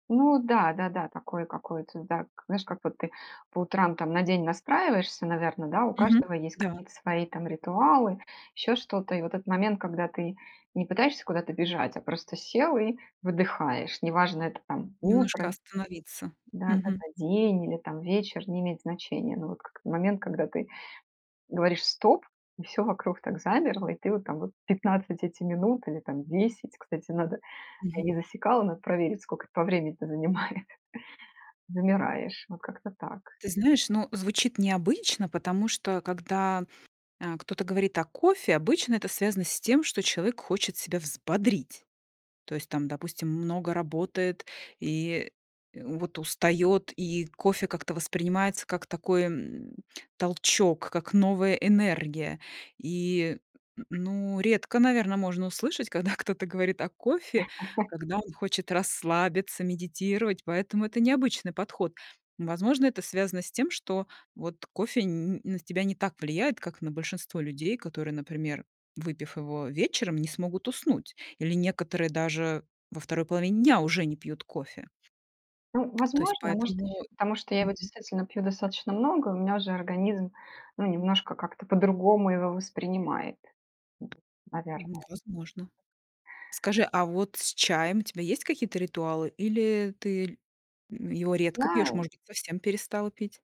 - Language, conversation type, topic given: Russian, podcast, Как выглядит твой утренний ритуал с кофе или чаем?
- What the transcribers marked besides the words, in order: tapping; chuckle; chuckle; other background noise